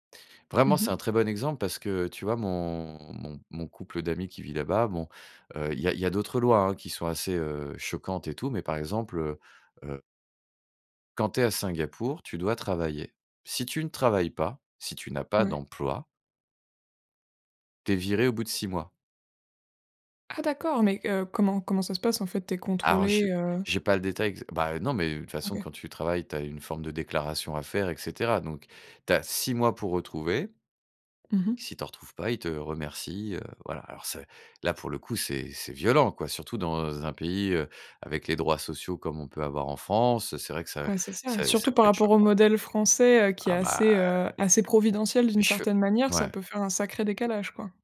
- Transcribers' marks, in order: other background noise; tapping; stressed: "violent"
- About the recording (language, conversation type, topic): French, podcast, Quel voyage a bouleversé ta vision du monde ?